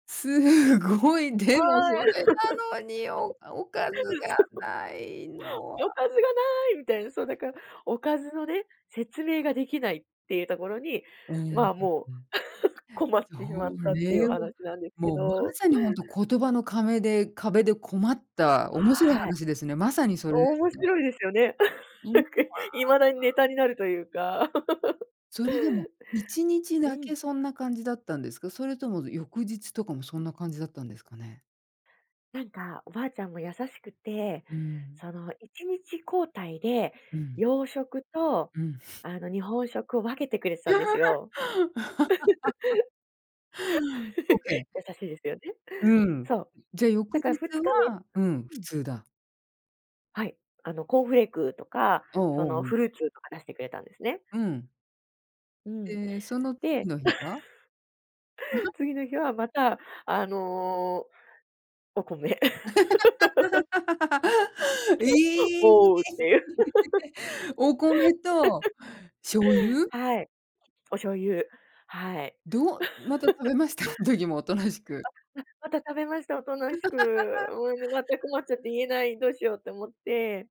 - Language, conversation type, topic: Japanese, podcast, 言葉の壁で困ったときの面白いエピソードを聞かせてもらえますか？
- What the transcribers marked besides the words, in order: laughing while speaking: "すごい"; chuckle; tapping; laughing while speaking: "うん、そう"; singing: "おかずが無い"; chuckle; laugh; laugh; chuckle; laugh; laugh; laugh; laugh